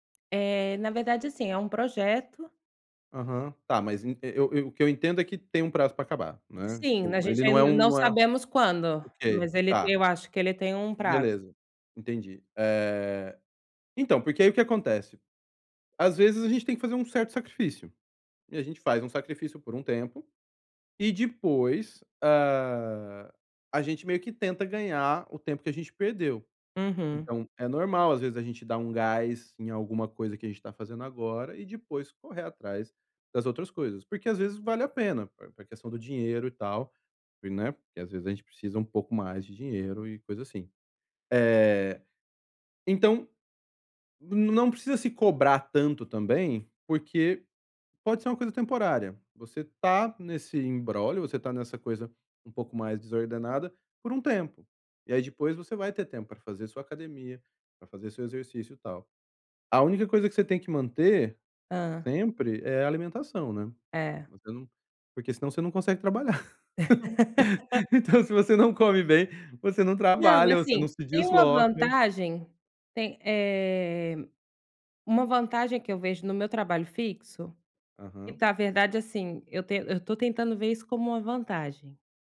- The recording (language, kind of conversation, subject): Portuguese, advice, Como decido o que fazer primeiro no meu dia?
- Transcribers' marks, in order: other background noise; tapping; drawn out: "hã"; laugh; laughing while speaking: "Então"